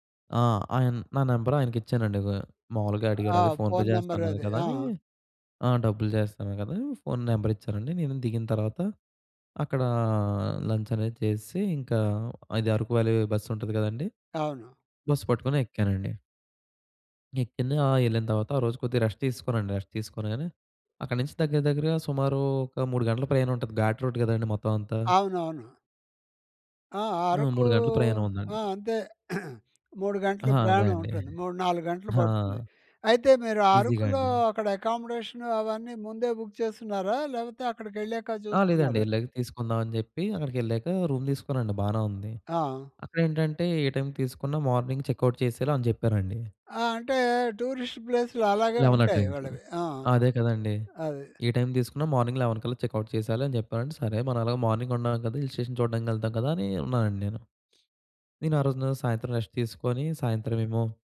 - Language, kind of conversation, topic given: Telugu, podcast, ఒంటరిగా ఉన్నప్పుడు మీకు ఎదురైన అద్భుతమైన క్షణం ఏది?
- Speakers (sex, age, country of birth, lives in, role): male, 20-24, India, India, guest; male, 70-74, India, India, host
- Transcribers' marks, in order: in English: "నెంబర్"; in English: "ఫోన్ నంబర్"; in English: "ఫోన్ పే"; in English: "ఫోన్ నెంబర్"; in English: "లంచ్"; in English: "రెస్ట్"; in English: "రెస్ట్"; in English: "ఘాట్ రోడ్"; drawn out: "అరకూ"; throat clearing; in English: "అకామడేషన్"; in English: "ఈజీగా"; in English: "బుక్"; in English: "రూమ్"; in English: "మార్నింగ్ చెక్‌ఔట్"; in English: "టూరిస్ట్"; in English: "లెవెన్"; in English: "మార్నింగ్ లెవెన్"; in English: "చెక్‌ఔట్"; in English: "మార్నింగ్"; in English: "హిల్ స్టేషన్"; in English: "రెస్ట్"